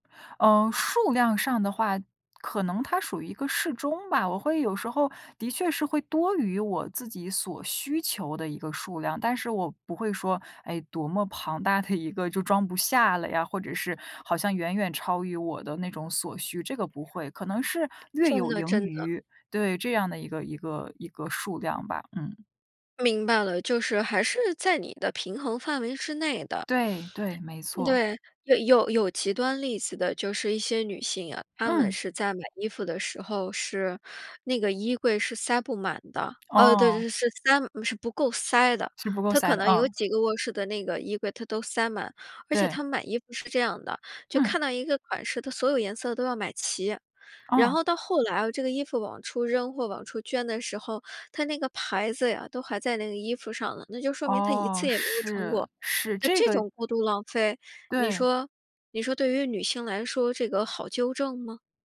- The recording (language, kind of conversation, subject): Chinese, podcast, 有哪些容易实行的低碳生活方式？
- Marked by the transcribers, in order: laughing while speaking: "一个"; other background noise; tapping